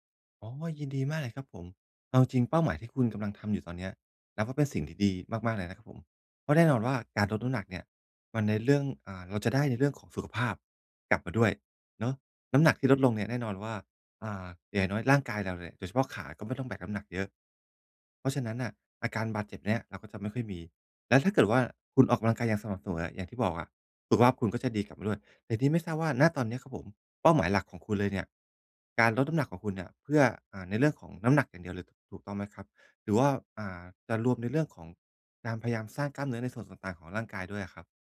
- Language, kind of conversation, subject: Thai, advice, ฉันจะวัดความคืบหน้าเล็กๆ ในแต่ละวันได้อย่างไร?
- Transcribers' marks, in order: none